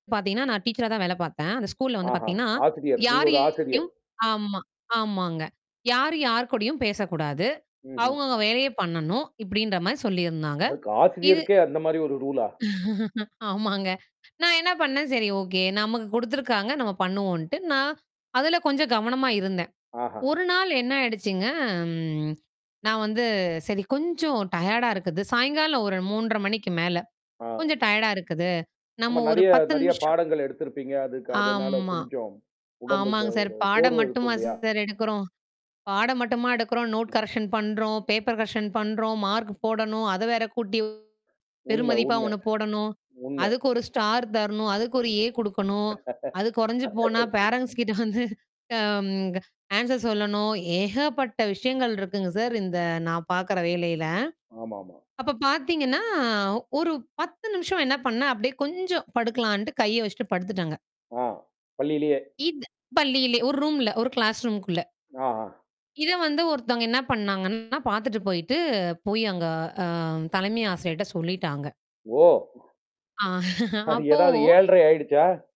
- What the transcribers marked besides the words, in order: other noise; mechanical hum; distorted speech; tapping; in English: "ரூலா?"; laugh; other background noise; drawn out: "ம்"; drawn out: "ஆம்மா"; in English: "நோட் கரெக்ஷன்"; in English: "பேப்பர் கரெக்ஷன்"; laugh; unintelligible speech; laughing while speaking: "வந்து"; in English: "ஆன்ஸர்"; drawn out: "பாத்தீங்கன்னா"; in English: "கிளாஸ் ரூம்க்குள்ள"; laugh; laughing while speaking: "அது எதாவது"
- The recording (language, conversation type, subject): Tamil, podcast, நீங்கள் அனுபவத்துக்கு முக்கியத்துவம் கொடுப்பீர்களா, அல்லது பாதுகாப்புக்கா முக்கியத்துவம் கொடுப்பீர்களா?